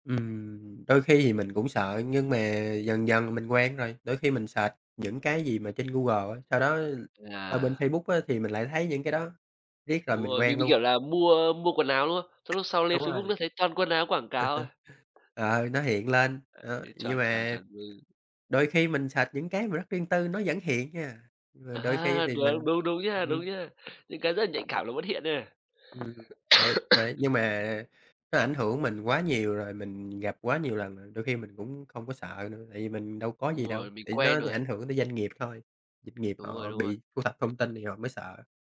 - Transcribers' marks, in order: tapping; other background noise; in English: "search"; laugh; other noise; cough
- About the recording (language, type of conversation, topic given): Vietnamese, unstructured, Các công ty công nghệ có đang nắm quá nhiều quyền lực trong đời sống hằng ngày không?